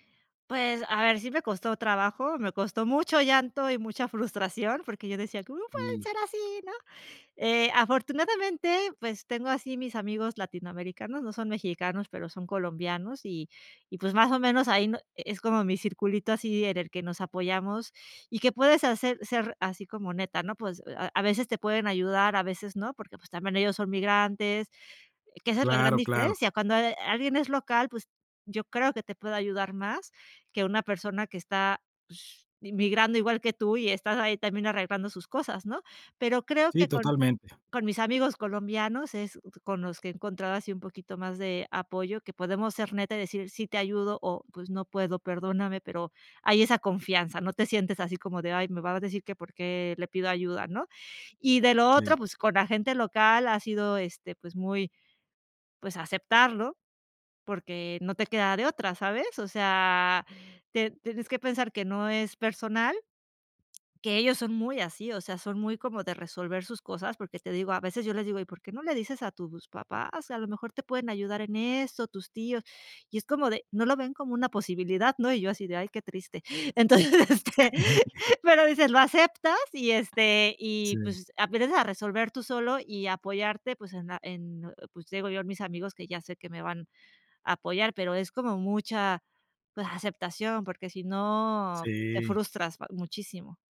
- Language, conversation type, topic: Spanish, podcast, ¿Qué te enseñó mudarte a otro país?
- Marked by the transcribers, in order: tapping; chuckle; laughing while speaking: "Entonces, este"